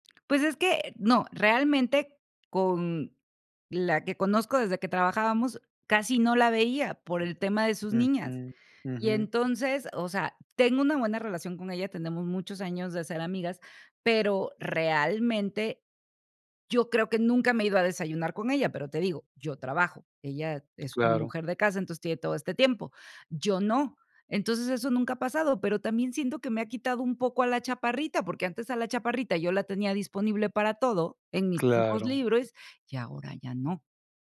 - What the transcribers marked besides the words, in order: none
- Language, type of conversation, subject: Spanish, advice, ¿Cómo puedo manejar los celos por la nueva pareja o amistad de un amigo?